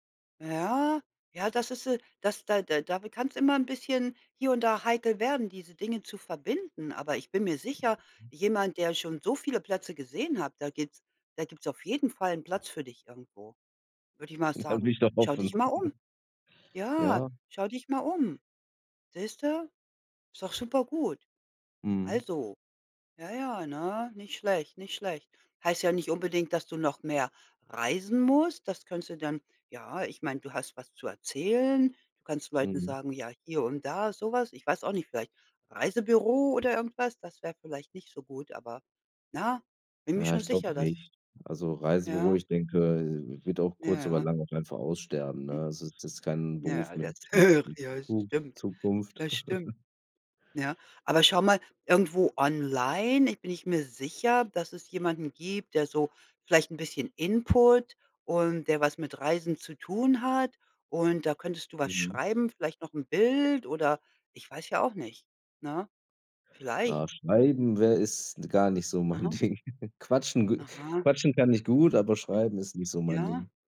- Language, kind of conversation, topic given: German, unstructured, Was bedeutet für dich ein gutes Leben?
- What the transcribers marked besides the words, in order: other background noise; tapping; chuckle; laughing while speaking: "höre"; unintelligible speech; chuckle; laughing while speaking: "Ding"; chuckle